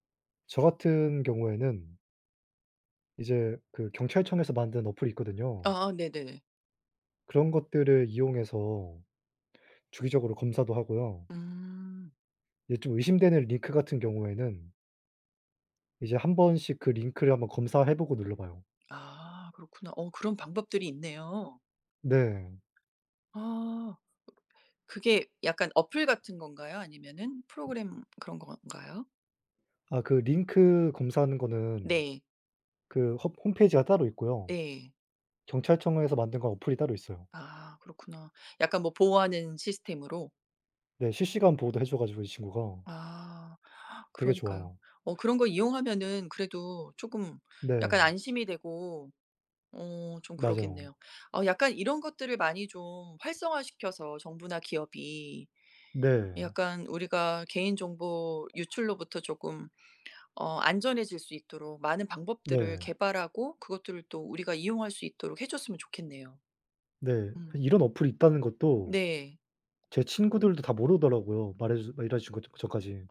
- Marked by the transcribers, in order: other background noise; tapping; unintelligible speech
- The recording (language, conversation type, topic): Korean, unstructured, 기술 발전으로 개인정보가 위험해질까요?